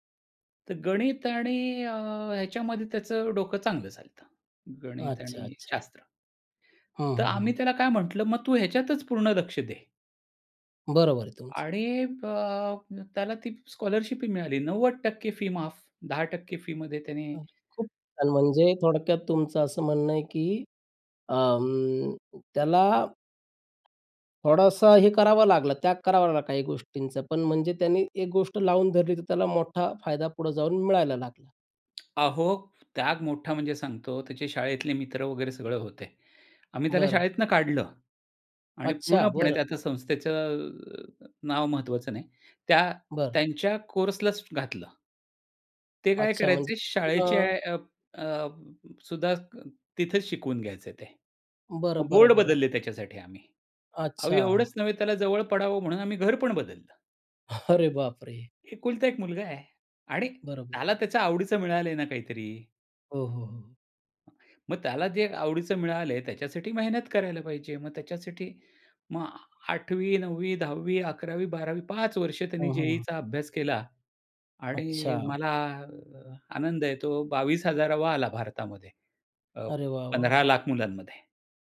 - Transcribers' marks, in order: other noise; tapping; chuckle; other background noise
- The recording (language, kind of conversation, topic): Marathi, podcast, थोडा त्याग करून मोठा फायदा मिळवायचा की लगेच फायदा घ्यायचा?